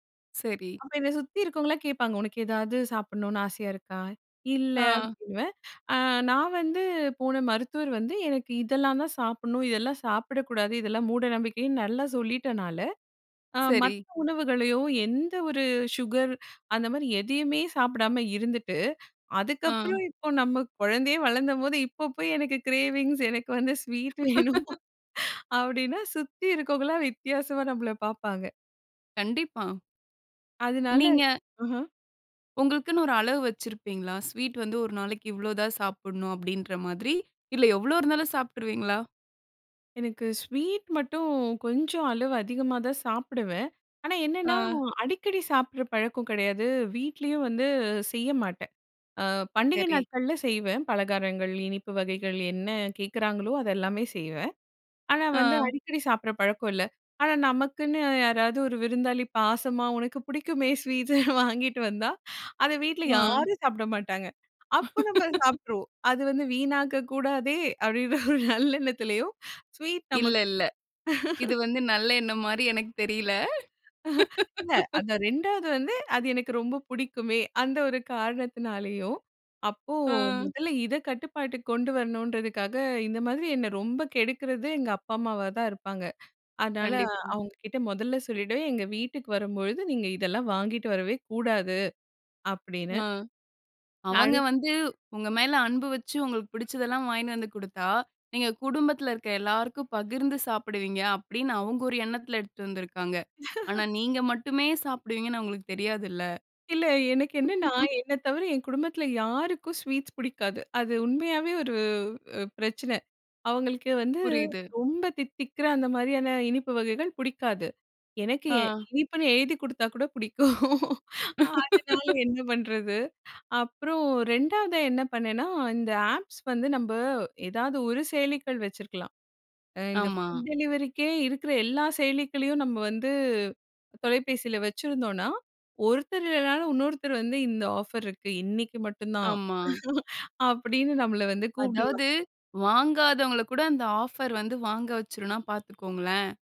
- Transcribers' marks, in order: laughing while speaking: "ஸ்வீட் வேணும் அப்பிடின்னா"; laugh; laughing while speaking: "பாசமா உனக்கு பிடிக்குமே ஸ்வீட்டு வாங்கிட்டு வந்தா"; laugh; laughing while speaking: "அப்பிடின்ற ஒரு நல்லெண்ணத்திலயும்"; laugh; laugh; laugh; laugh; horn; laugh; in English: "ஆப்ஸ்"; laugh
- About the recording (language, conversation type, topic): Tamil, podcast, உணவுக்கான ஆசையை நீங்கள் எப்படி கட்டுப்படுத்துகிறீர்கள்?